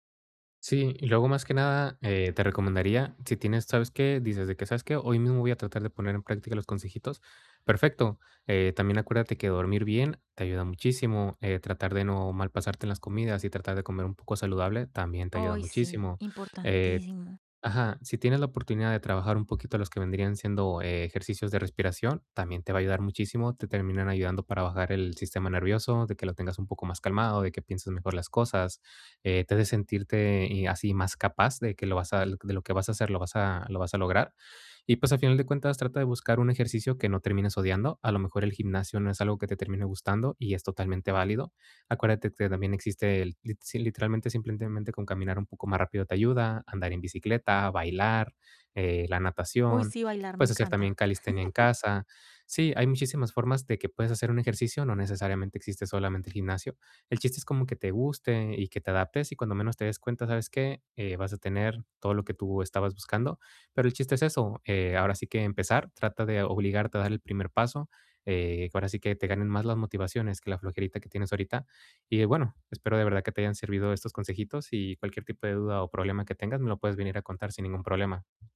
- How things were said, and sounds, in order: chuckle; tapping
- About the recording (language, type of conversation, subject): Spanish, advice, ¿Por qué me cuesta mantener una rutina de ejercicio aunque de verdad quiero hacerlo?